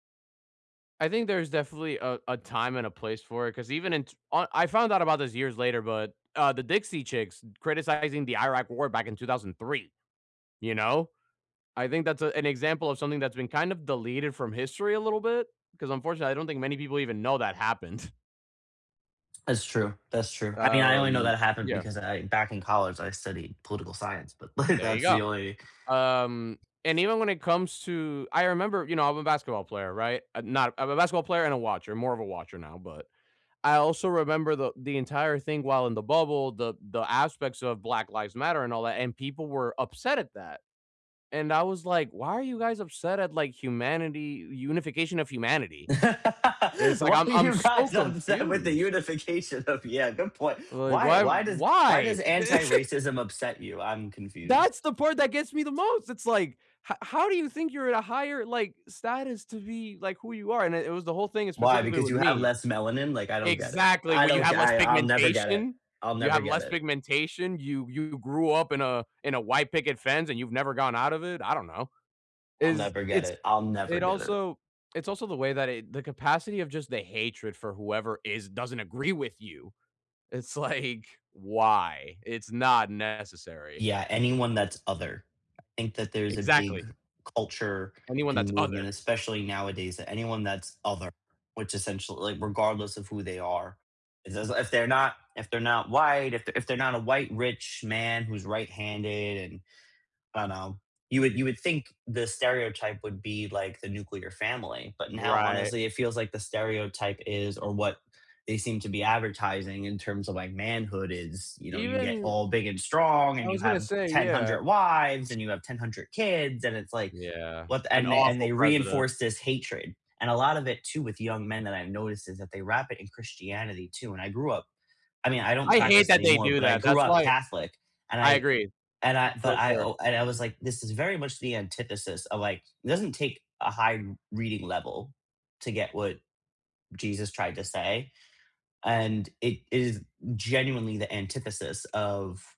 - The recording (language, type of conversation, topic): English, unstructured, Is it right for celebrities to share political opinions publicly?
- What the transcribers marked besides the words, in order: chuckle; chuckle; tapping; other background noise; laugh; laughing while speaking: "Why are you guys upset with the unification of yeah, good point"; laugh; laughing while speaking: "like"